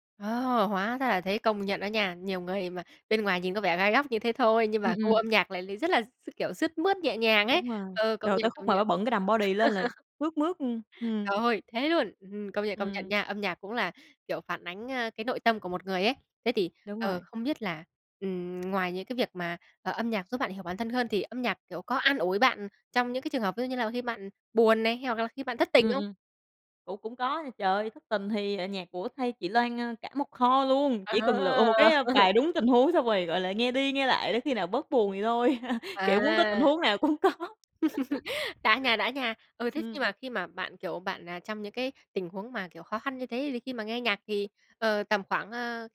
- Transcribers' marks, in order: tapping; in English: "body"; laugh; chuckle; chuckle; laughing while speaking: "cũng có"; laugh
- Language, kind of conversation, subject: Vietnamese, podcast, Âm nhạc đã giúp bạn hiểu bản thân hơn ra sao?